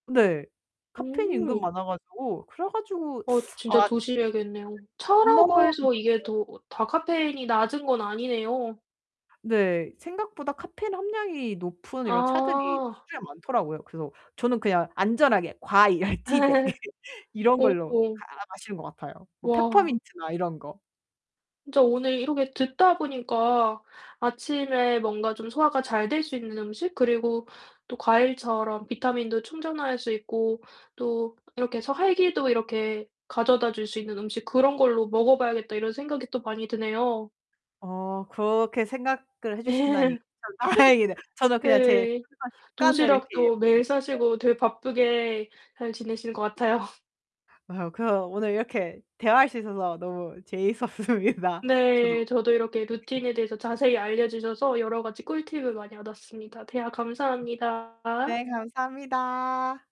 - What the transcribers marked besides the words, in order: tapping; teeth sucking; unintelligible speech; distorted speech; laughing while speaking: "과일 티백"; laugh; other background noise; laughing while speaking: "네"; laughing while speaking: "다행이네"; unintelligible speech; unintelligible speech; laughing while speaking: "같아요"; laughing while speaking: "재밌었습니다"
- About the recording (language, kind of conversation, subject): Korean, podcast, 평일 아침에는 보통 어떤 루틴으로 하루를 시작하시나요?